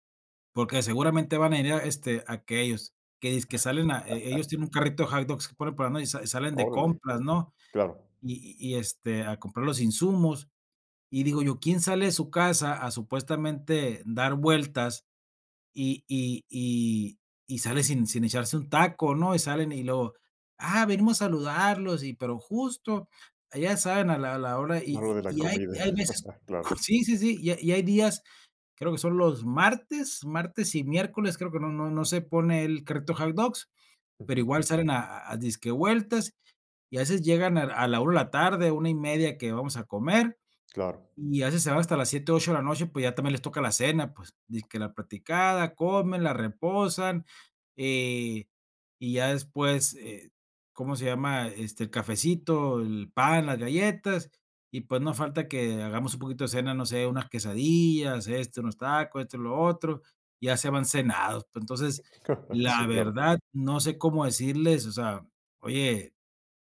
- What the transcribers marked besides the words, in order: chuckle; other background noise; chuckle; tapping; chuckle
- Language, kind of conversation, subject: Spanish, advice, ¿Cómo puedo establecer límites con un familiar invasivo?